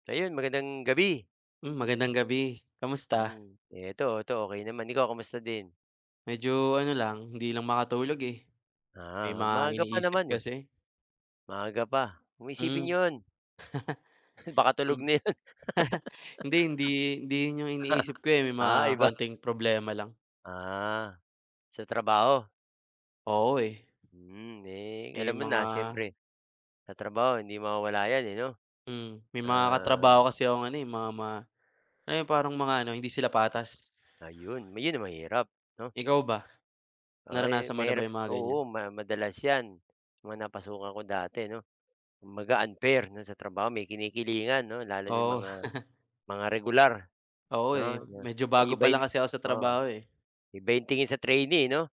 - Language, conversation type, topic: Filipino, unstructured, Paano mo nilalabanan ang hindi patas na pagtrato sa trabaho?
- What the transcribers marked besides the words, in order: chuckle; chuckle; chuckle; stressed: "regular"